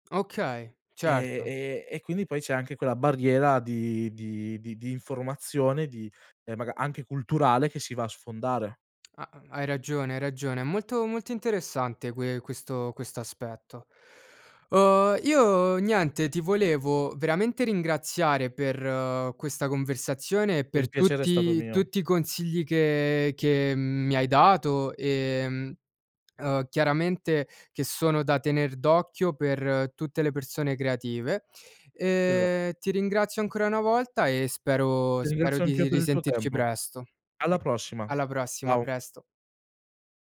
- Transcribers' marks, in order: tapping; other background noise
- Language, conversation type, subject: Italian, podcast, Come superi il blocco creativo quando ti fermi, sai?